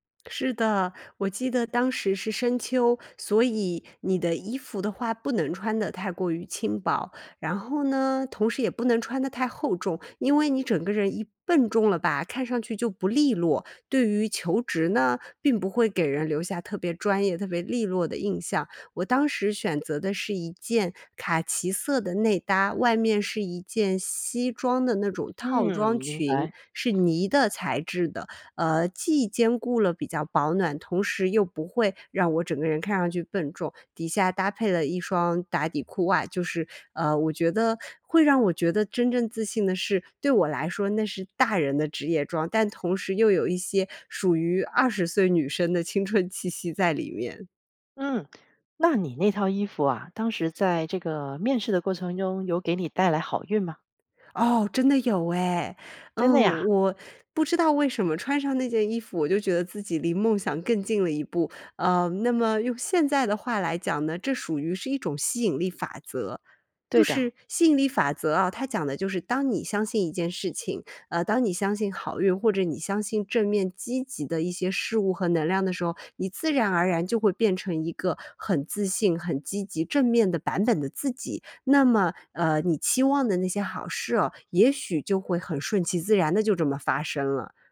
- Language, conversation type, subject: Chinese, podcast, 你是否有过通过穿衣打扮提升自信的经历？
- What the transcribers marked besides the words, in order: anticipating: "哦，真的有哎"